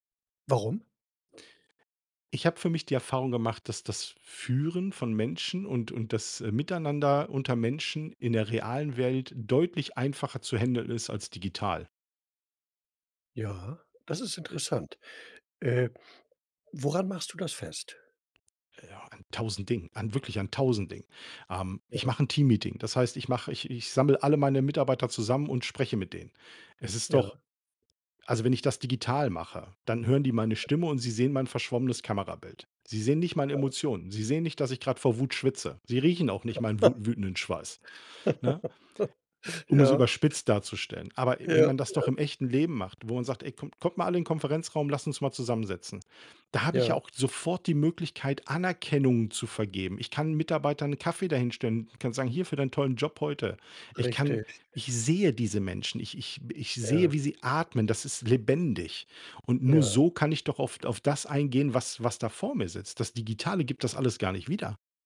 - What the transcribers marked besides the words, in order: "sammle" said as "sammel"; unintelligible speech; chuckle
- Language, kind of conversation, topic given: German, podcast, Wie stehst du zu Homeoffice im Vergleich zum Büro?